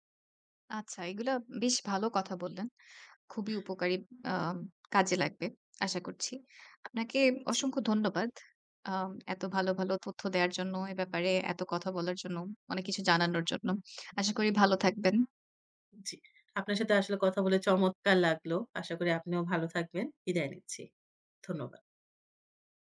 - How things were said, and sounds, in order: tapping; other background noise
- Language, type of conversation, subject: Bengali, podcast, অনলাইনে কোনো খবর দেখলে আপনি কীভাবে সেটির সত্যতা যাচাই করেন?